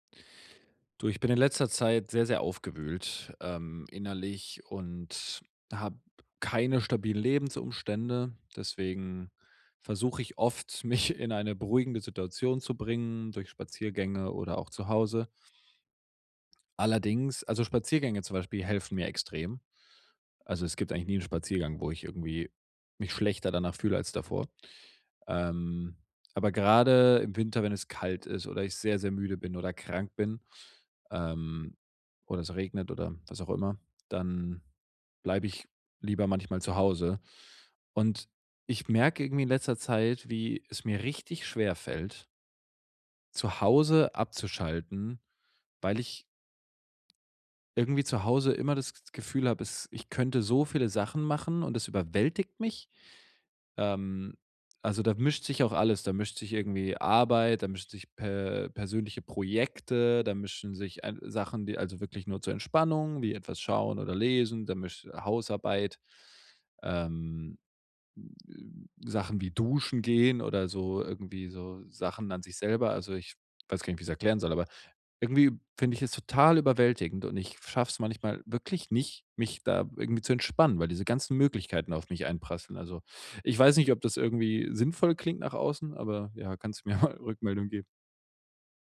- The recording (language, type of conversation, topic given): German, advice, Wie kann ich zu Hause entspannen, wenn ich nicht abschalten kann?
- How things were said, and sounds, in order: laughing while speaking: "mich"; laughing while speaking: "mir"